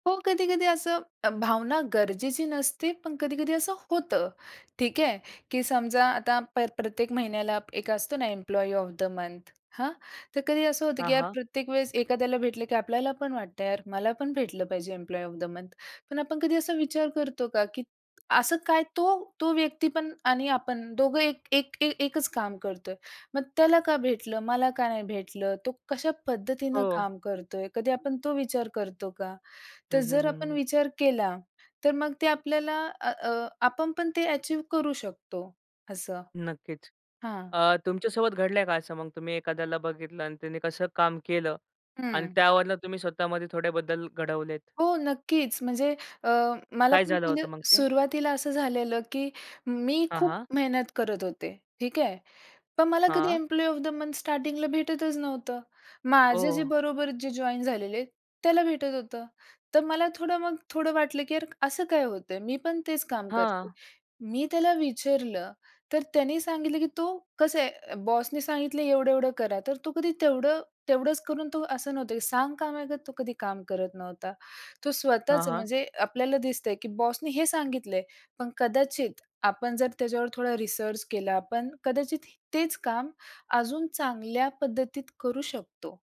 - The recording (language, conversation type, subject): Marathi, podcast, कामाच्या संदर्भात तुमच्यासाठी यश म्हणजे काय?
- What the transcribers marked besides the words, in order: in English: "एम्प्लॉयी ऑफ द मंथ"; in English: "एम्प्लॉयी ऑफ द मंथ"; in English: "ॲचीव"; in English: "एम्प्लॉयी ऑफ द मंथ स्टार्टिंगला"; in English: "जॉइन"; in English: "बॉस"; in English: "बॉसने"; in English: "रिसर्च"